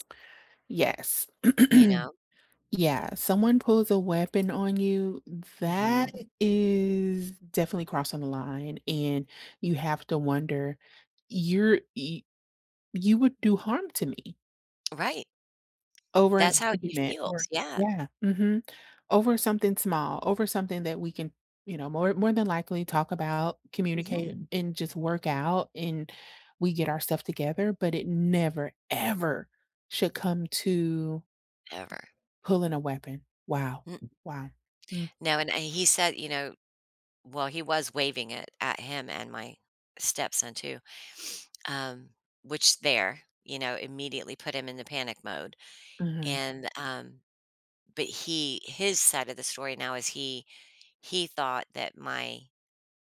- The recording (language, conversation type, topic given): English, unstructured, How can I handle a recurring misunderstanding with someone close?
- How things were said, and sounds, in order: throat clearing; other background noise; stressed: "ever"; chuckle